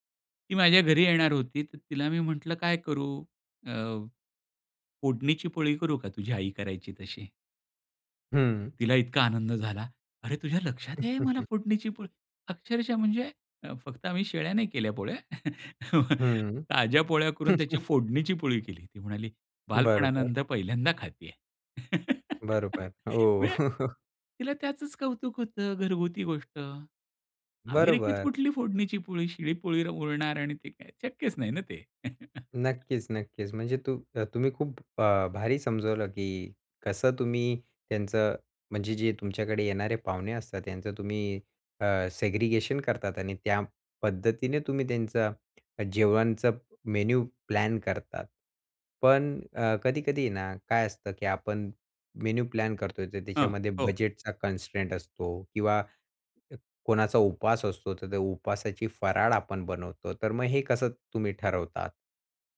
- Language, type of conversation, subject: Marathi, podcast, तुम्ही पाहुण्यांसाठी मेनू कसा ठरवता?
- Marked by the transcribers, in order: chuckle; chuckle; chuckle; chuckle; tapping; in English: "सेग्रीगेशन"; in English: "कन्स्ट्रेंट"